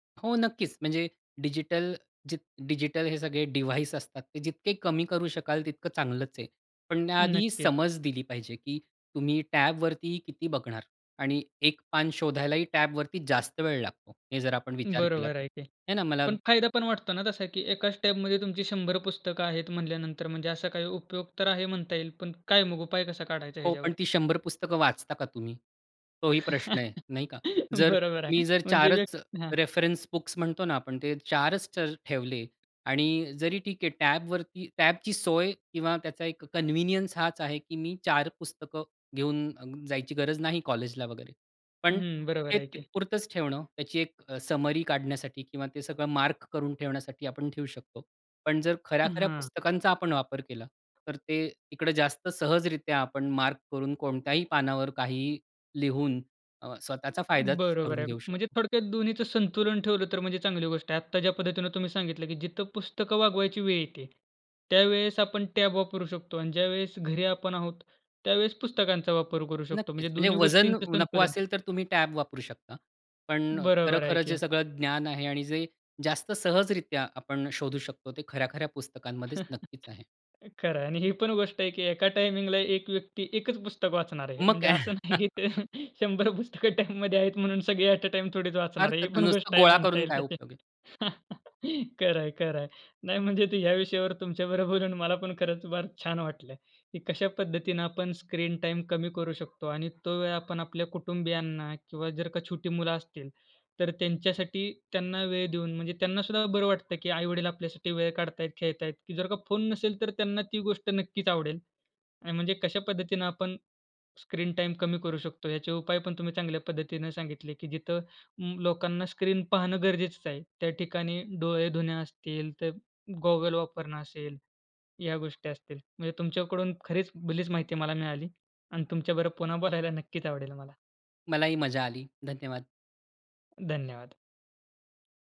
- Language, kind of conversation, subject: Marathi, podcast, स्क्रीन टाइम कमी करण्यासाठी कोणते सोपे उपाय करता येतील?
- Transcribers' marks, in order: in English: "डिव्हाइस"; in English: "टॅबवरती"; in English: "टॅबवरती"; in English: "टॅबमध्ये"; chuckle; other background noise; unintelligible speech; in English: "रेफरन्स बुक्स"; tapping; in English: "टॅबवरती टॅबची"; in English: "कन्व्हिनियन्स"; in English: "समरी"; in English: "टॅब"; in English: "टॅब"; chuckle; laughing while speaking: "नाही की शंभर पुस्तक टाईममध्ये … म्हणता येईल तशी"; chuckle; in English: "ॲट अ"; chuckle; laughing while speaking: "पुन्हा बोलायला"